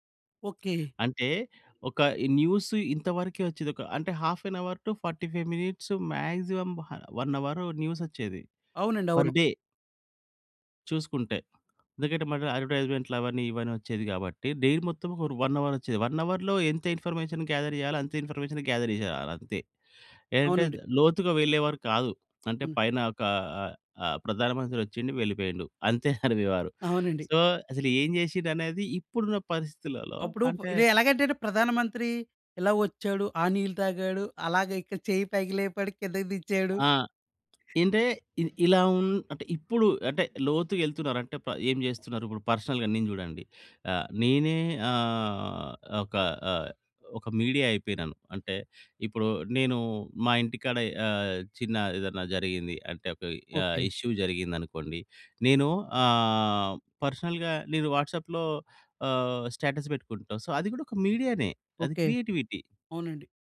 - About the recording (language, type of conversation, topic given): Telugu, podcast, డిజిటల్ మీడియా మీ సృజనాత్మకతపై ఎలా ప్రభావం చూపుతుంది?
- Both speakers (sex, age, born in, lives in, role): male, 30-34, India, India, host; male, 40-44, India, India, guest
- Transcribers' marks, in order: in English: "హాఫ్ ఏన్ అవర్ టు ఫోర్టీ ఫైవ్ మినిట్స్, మ్యాక్సిమమ్"; in English: "పర్ డే"; in English: "డైలీ"; in English: "ఫర్ వన్ అవర్"; in English: "వన్ అవర్‌లో"; in English: "ఇన్ఫర్మేషన్ గ్యాదర్"; in English: "ఇన్ఫర్మేషన్ గ్యాదర్"; chuckle; in English: "సో"; other background noise; in English: "పర్సనల్‌గా"; in English: "మీడియా"; in English: "ఇష్యూ"; in English: "పర్సనల్‌గా"; in English: "వాట్సాప్‌లో"; in English: "స్టేటస్"; in English: "సో"; in English: "మీడియా‌నే"; in English: "క్రియేటివిటీ"